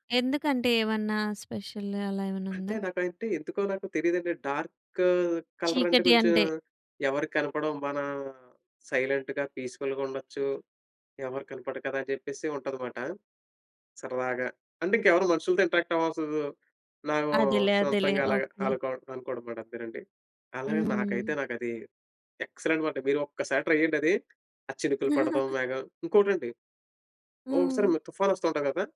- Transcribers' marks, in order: in English: "స్పెషల్"; in English: "డార్క్"; in English: "సైలెంట్‌గా, పీస్ఫుల్‌గుండొచ్చు"; in English: "ట్రై"; chuckle
- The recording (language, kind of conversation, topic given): Telugu, podcast, రోజువారీ పనిలో మీకు అత్యంత ఆనందం కలిగేది ఏమిటి?